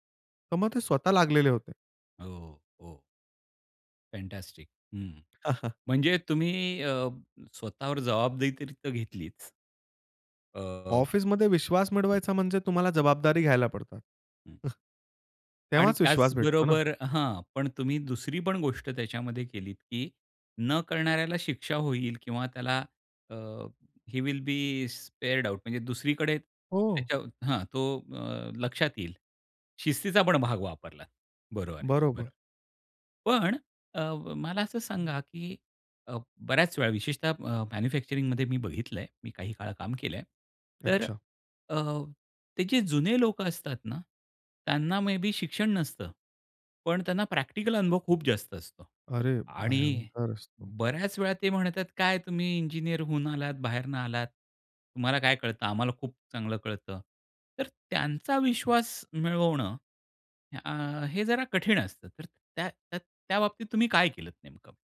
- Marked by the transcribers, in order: in English: "फँटास्टिक"; chuckle; chuckle; in English: "ही विल बी स्पेअरड आउट"; other background noise; in English: "मॅन्युफॅक्चरिंगमध्ये"; in English: "मे बी"
- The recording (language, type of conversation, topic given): Marathi, podcast, ऑफिसमध्ये विश्वास निर्माण कसा करावा?